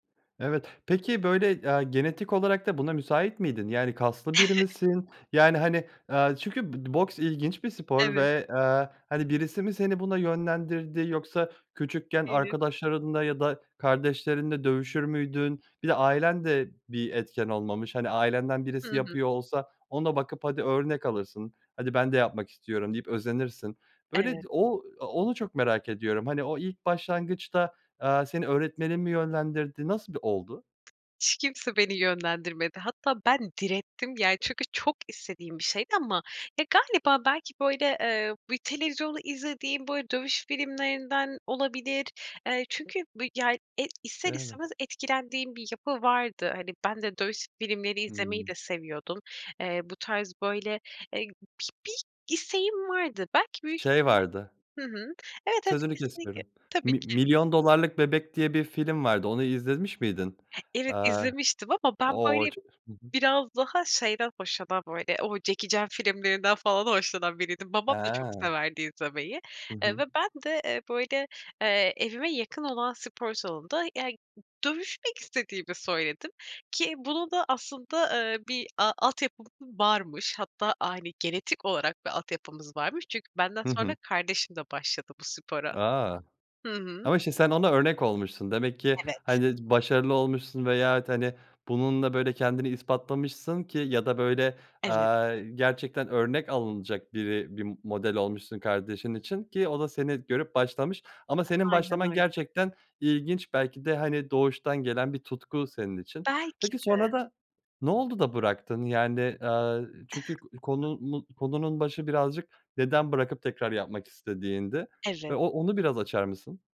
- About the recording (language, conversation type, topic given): Turkish, podcast, Bıraktığın hangi hobiye yeniden başlamak isterdin?
- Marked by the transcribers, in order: chuckle; unintelligible speech; other background noise; other noise; tapping; giggle